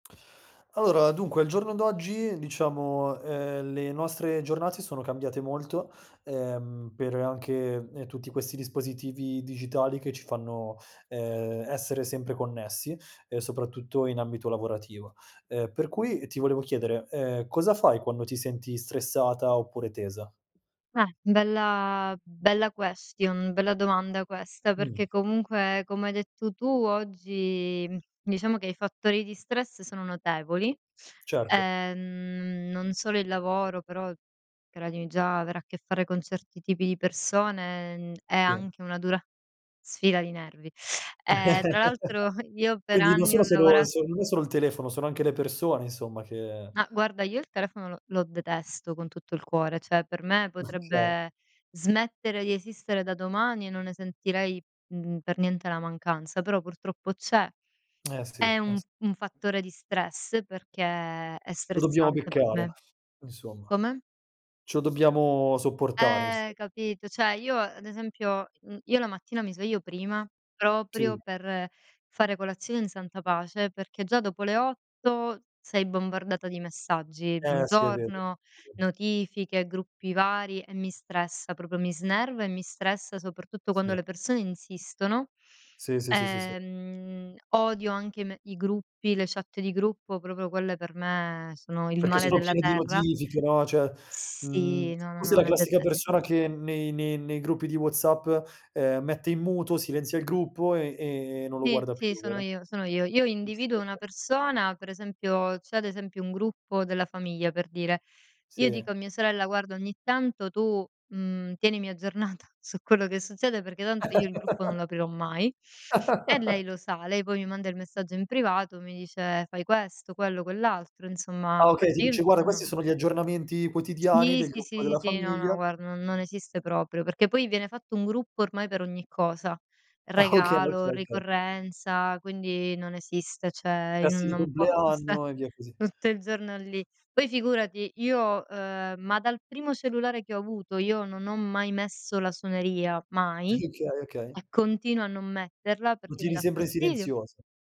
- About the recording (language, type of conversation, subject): Italian, podcast, Cosa fai quando ti senti stressato e teso?
- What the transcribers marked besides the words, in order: other background noise; tapping; in English: "question"; drawn out: "Ehm"; giggle; chuckle; chuckle; "Okay" said as "kay"; "Cioè" said as "ceh"; drawn out: "perché"; "cioè" said as "ceh"; drawn out: "Ehm"; "cioè" said as "ceh"; unintelligible speech; laughing while speaking: "aggiornata"; chuckle; unintelligible speech; laughing while speaking: "Ah"; "cioè" said as "ceh"; laughing while speaking: "sta"; chuckle